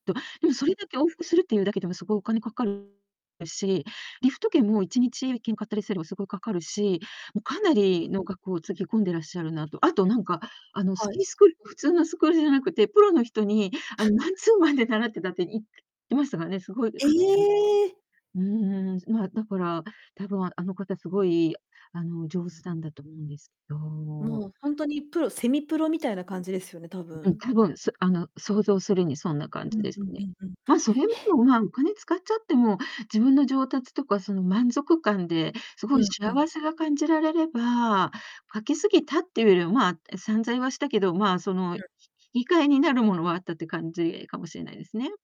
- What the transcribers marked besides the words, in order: distorted speech; other background noise; unintelligible speech
- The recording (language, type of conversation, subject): Japanese, unstructured, 趣味にお金をかけすぎることについて、どう思いますか？